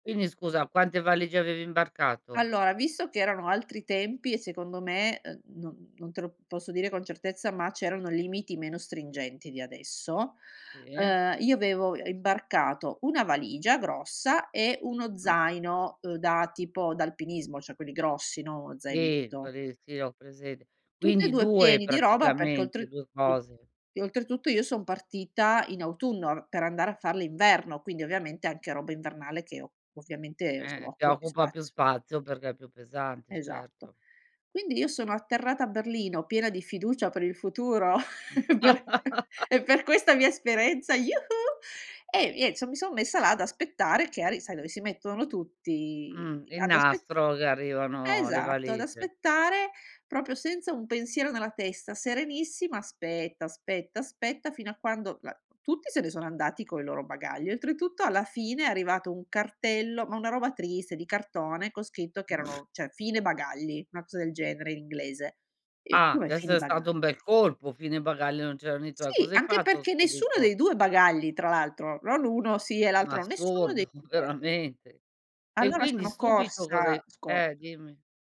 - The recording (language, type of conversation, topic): Italian, podcast, Mi racconti una volta in cui ti hanno smarrito i bagagli all’estero?
- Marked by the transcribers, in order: unintelligible speech; "cioè" said as "ceh"; tapping; "presente" said as "presede"; unintelligible speech; "insomma" said as "nsomma"; chuckle; laughing while speaking: "e per"; laugh; "esperienza" said as "esperenza"; joyful: "iu-hu!"; drawn out: "tutti"; lip trill; laughing while speaking: "assurdo"